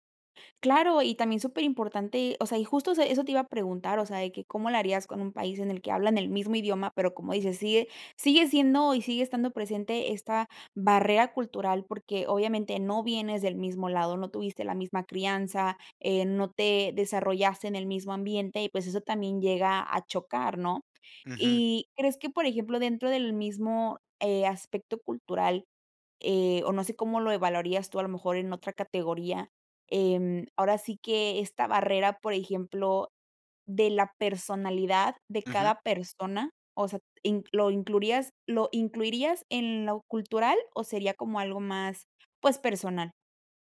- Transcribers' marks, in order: none
- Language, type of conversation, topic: Spanish, podcast, ¿Qué barreras impiden que hagamos nuevas amistades?